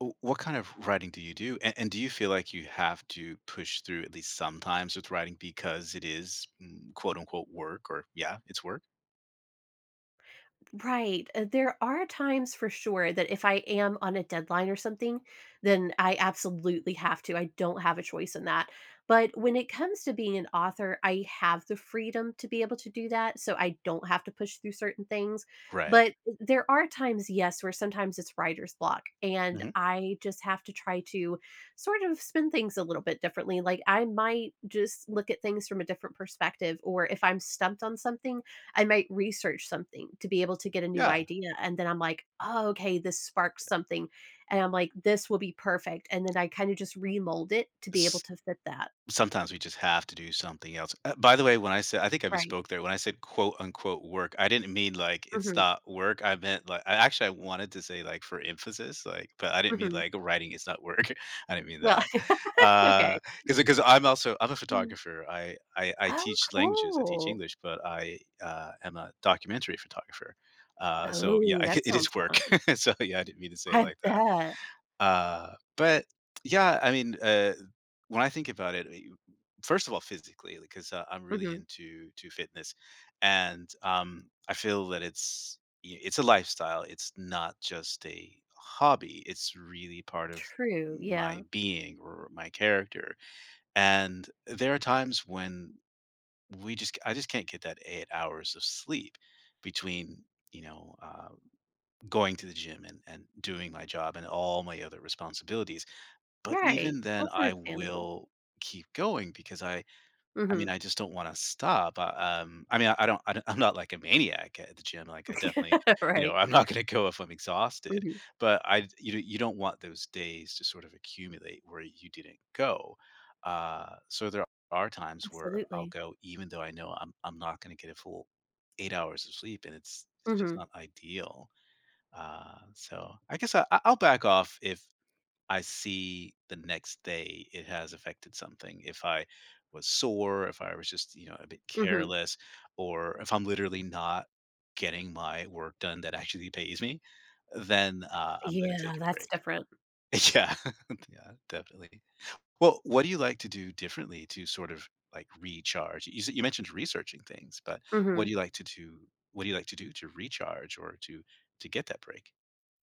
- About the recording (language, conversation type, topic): English, unstructured, When should I push through discomfort versus resting for my health?
- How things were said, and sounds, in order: other background noise; laugh; laughing while speaking: "work"; laughing while speaking: "bet"; laughing while speaking: "ge it is work"; tapping; laughing while speaking: "I'm"; laugh; laughing while speaking: "Right"; laughing while speaking: "I'm not gonna go"; laughing while speaking: "Yeah"